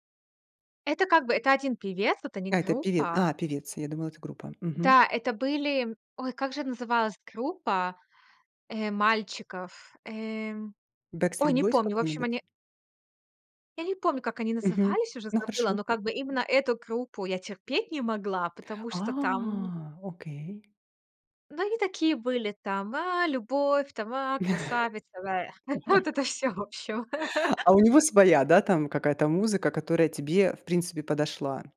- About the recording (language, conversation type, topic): Russian, podcast, Как меняются твои музыкальные вкусы с возрастом?
- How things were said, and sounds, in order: tapping; surprised: "А"; singing: "А любовь, там, а красавица"; chuckle; disgusted: "Вэ"; laugh